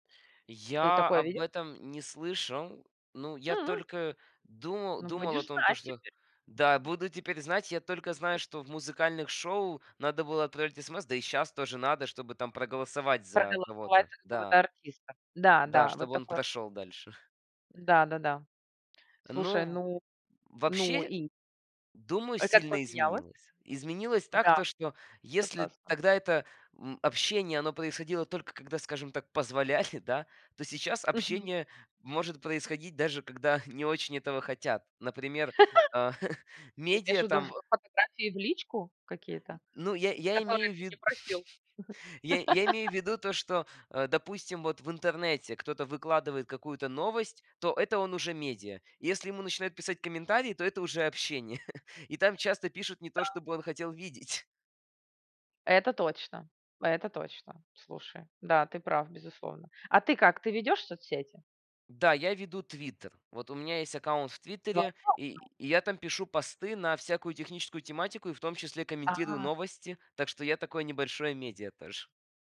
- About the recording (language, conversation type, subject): Russian, podcast, Как изменилось наше взаимодействие с медиа с появлением интернета?
- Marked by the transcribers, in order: unintelligible speech; other background noise; laughing while speaking: "позволяли"; chuckle; chuckle; laugh; chuckle; unintelligible speech